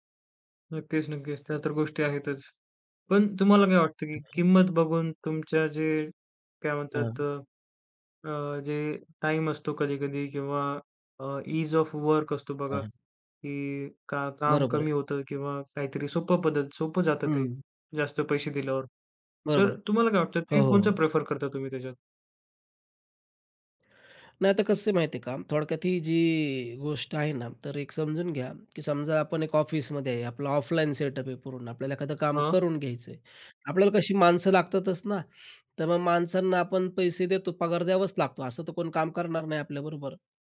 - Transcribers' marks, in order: in English: "इझ ऑफ वर्क"; tapping
- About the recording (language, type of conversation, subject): Marathi, podcast, तुम्ही विनामूल्य आणि सशुल्क साधनांपैकी निवड कशी करता?